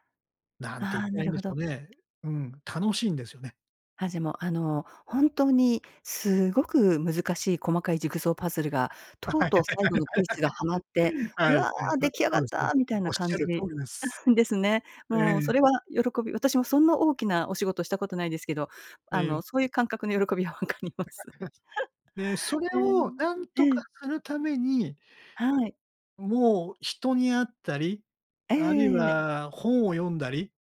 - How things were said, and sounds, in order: tapping; laugh; unintelligible speech; chuckle; laugh; laughing while speaking: "分かります"; laugh
- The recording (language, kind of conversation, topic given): Japanese, podcast, 仕事で『これが自分だ』と感じる瞬間はありますか？